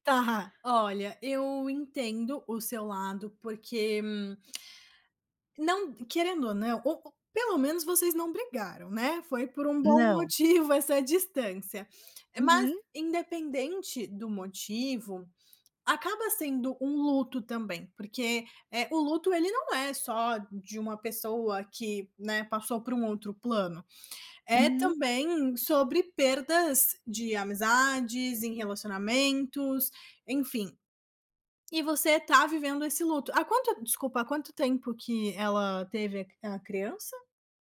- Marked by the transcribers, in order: lip smack; tapping
- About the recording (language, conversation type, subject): Portuguese, advice, Como posso aceitar quando uma amizade muda e sinto que estamos nos distanciando?